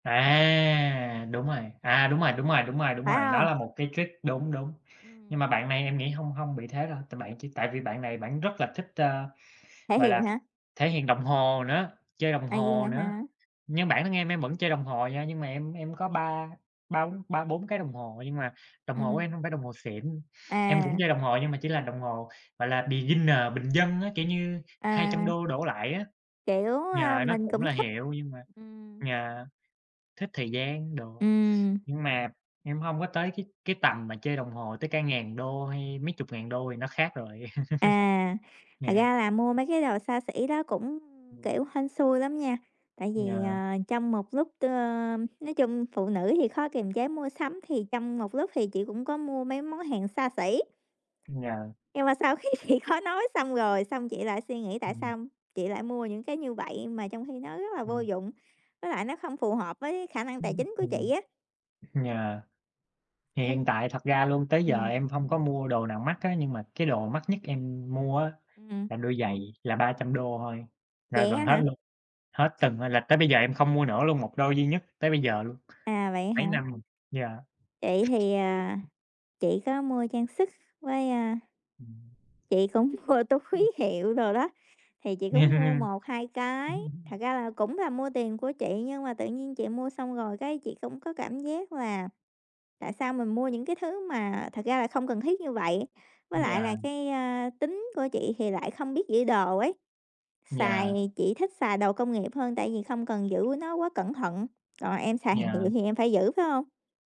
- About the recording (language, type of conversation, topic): Vietnamese, unstructured, Bạn thích mặc quần áo thoải mái hay chú trọng thời trang hơn?
- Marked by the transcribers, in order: in English: "trick"; other background noise; tapping; in English: "beginner"; chuckle; laughing while speaking: "sau khi chị"; laughing while speaking: "mua túi"; chuckle